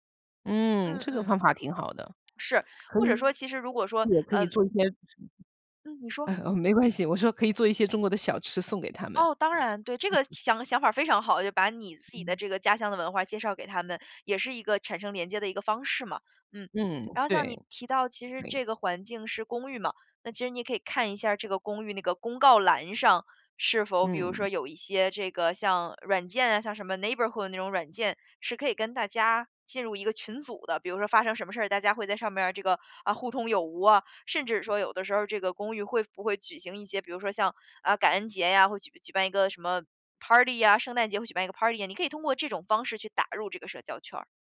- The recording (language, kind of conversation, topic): Chinese, advice, 搬到新城市后，你是如何适应陌生环境并建立新的社交圈的？
- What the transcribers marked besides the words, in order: other background noise; laughing while speaking: "呃"; chuckle; in English: "Party"; in English: "Party"